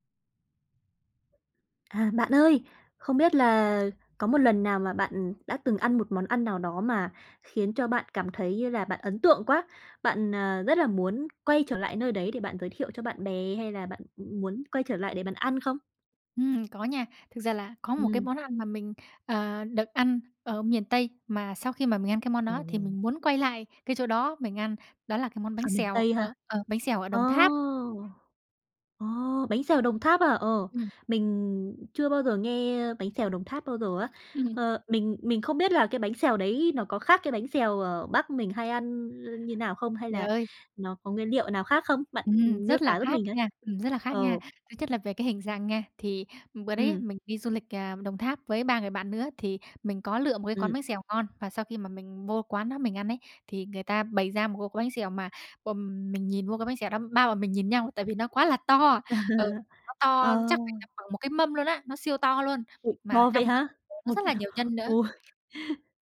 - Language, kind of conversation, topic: Vietnamese, podcast, Có bao giờ bạn ăn một món ngon đến mức muốn quay lại nơi đó không?
- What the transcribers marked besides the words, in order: tapping; other background noise; chuckle